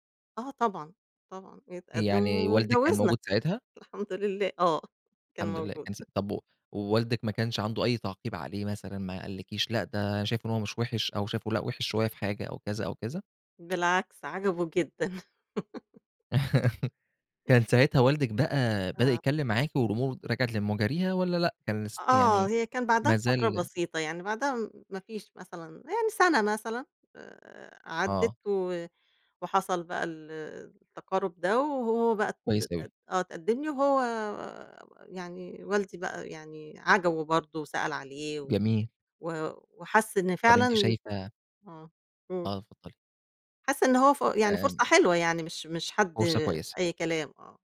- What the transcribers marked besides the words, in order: laughing while speaking: "الحمد لله، آه كان موجود"; giggle; laugh
- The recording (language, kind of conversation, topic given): Arabic, podcast, إنت بتفضّل تختار شريك حياتك على أساس القيم ولا المشاعر؟